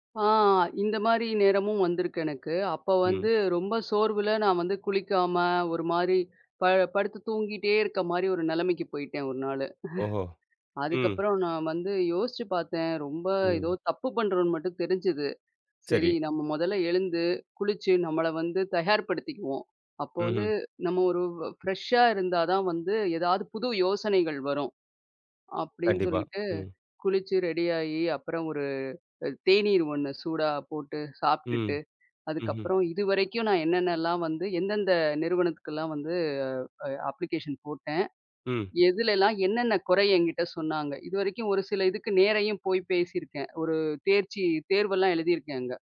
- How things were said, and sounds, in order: chuckle; other background noise; in English: "ஃப்ரெஷா"; in English: "அப்ளிகேஷன்"
- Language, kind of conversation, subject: Tamil, podcast, உத்வேகம் இல்லாதபோது நீங்கள் உங்களை எப்படி ஊக்கப்படுத்திக் கொள்வீர்கள்?